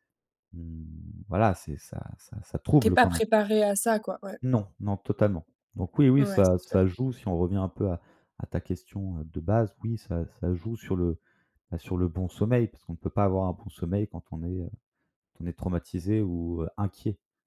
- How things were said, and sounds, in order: drawn out: "on"; stressed: "trouble"; other background noise
- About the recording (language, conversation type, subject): French, podcast, Comment fais-tu pour bien dormir malgré les écrans ?